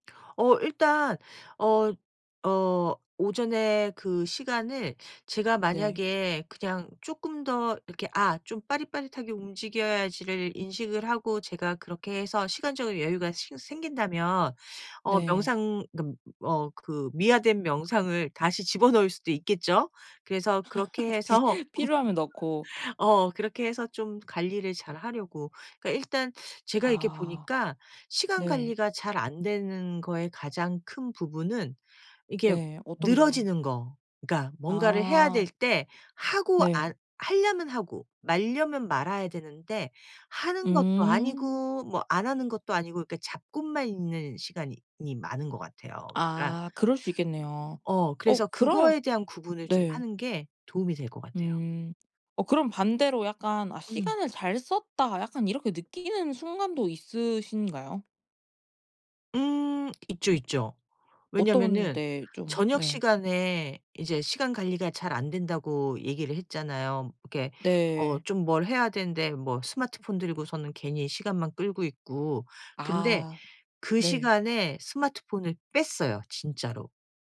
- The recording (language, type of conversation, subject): Korean, podcast, 시간 관리를 잘하려면 무엇부터 바꿔야 할까요?
- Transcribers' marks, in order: laugh; laughing while speaking: "비"; other background noise; tapping